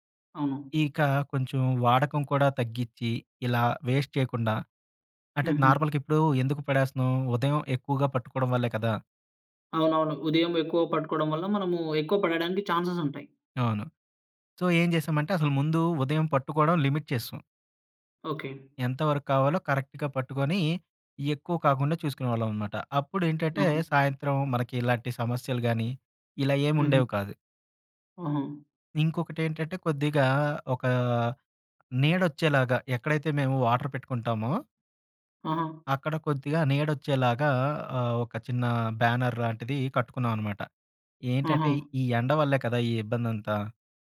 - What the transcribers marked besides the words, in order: in English: "వేస్ట్"; in English: "నార్మల్‌గిప్పుడు"; in English: "ఛాన్సెస్"; in English: "సో"; in English: "లిమిట్"; in English: "కరెక్ట్‌గా"; in English: "వాటర్"; in English: "బ్యానర్"
- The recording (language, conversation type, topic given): Telugu, podcast, ఇంట్లో నీటిని ఆదా చేసి వాడడానికి ఏ చిట్కాలు పాటించాలి?